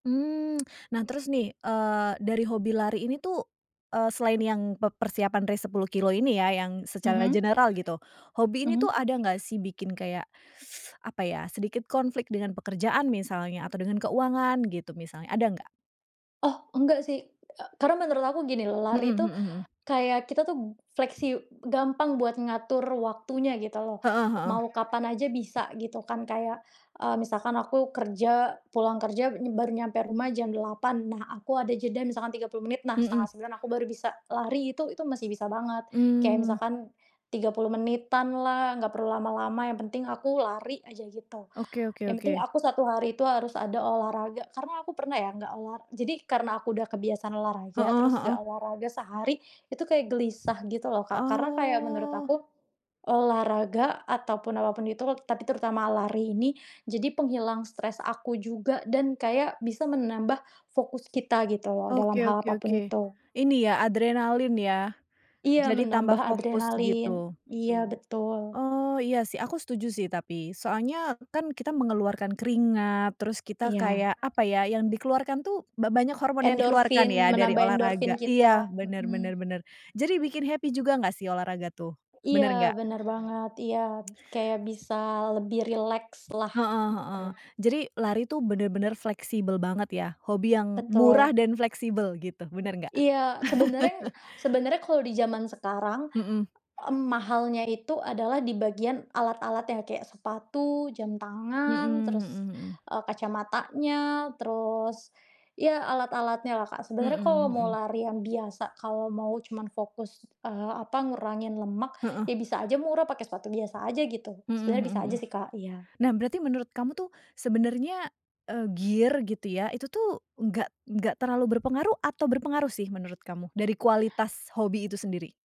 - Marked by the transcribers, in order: in English: "race"; in English: "general"; other background noise; background speech; teeth sucking; tapping; drawn out: "Oh"; in English: "happy"; laugh; in English: "gear"
- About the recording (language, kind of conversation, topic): Indonesian, podcast, Bagaimana hobimu memengaruhi kehidupan sehari-harimu?